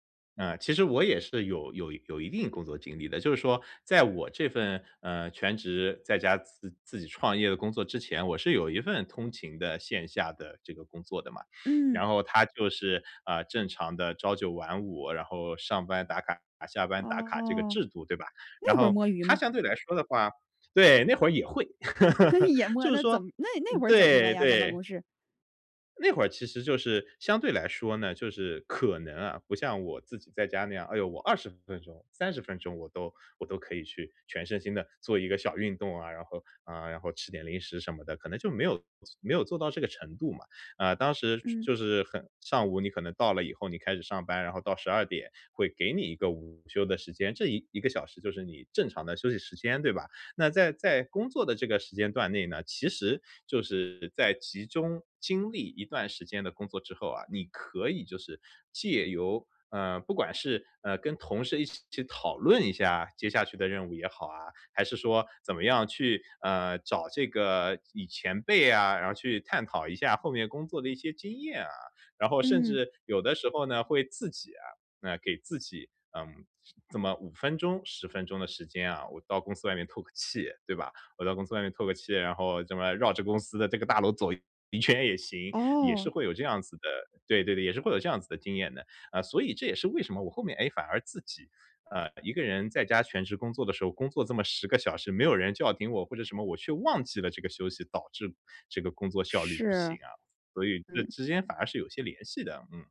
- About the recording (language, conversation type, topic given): Chinese, podcast, 你觉得短暂的“摸鱼”有助于恢复精力吗？
- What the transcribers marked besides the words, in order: chuckle; laugh